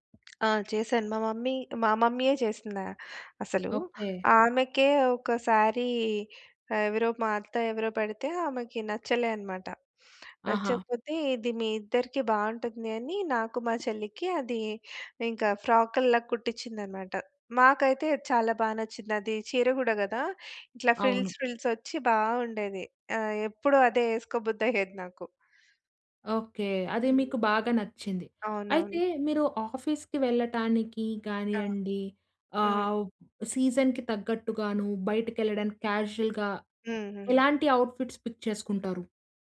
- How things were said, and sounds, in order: tapping; in English: "మమ్మీ"; sniff; in English: "ఫిల్స్ ఫిల్స్"; chuckle; in English: "ఆఫీస్‌కి"; in English: "సీజన్‌కి"; in English: "క్యాజువల్‌గా"; in English: "అవుట్‌ఫిట్స్ పిక్"
- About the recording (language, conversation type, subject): Telugu, podcast, మీ గార్డ్రోబ్‌లో ఎప్పుడూ ఉండాల్సిన వస్తువు ఏది?